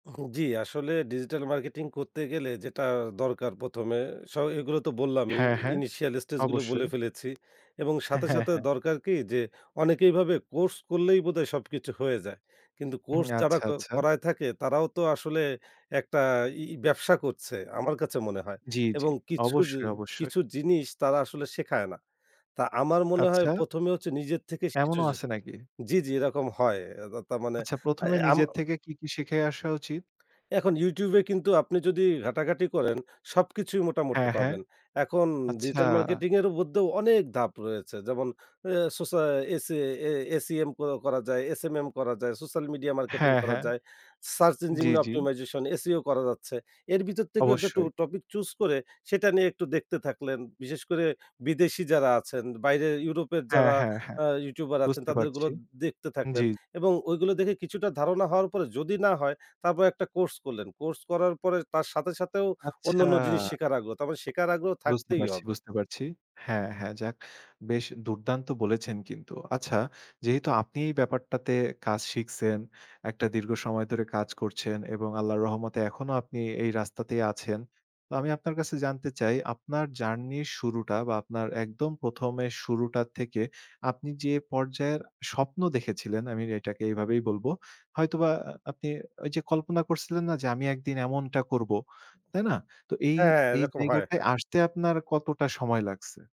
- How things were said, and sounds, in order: in English: "ইনিশিয়াল"; laughing while speaking: "হ্যাঁ, হ্যাঁ, হ্যাঁ"
- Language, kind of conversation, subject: Bengali, podcast, ফ্রিল্যান্সিং শুরু করতে হলে প্রথমে কী করা উচিত?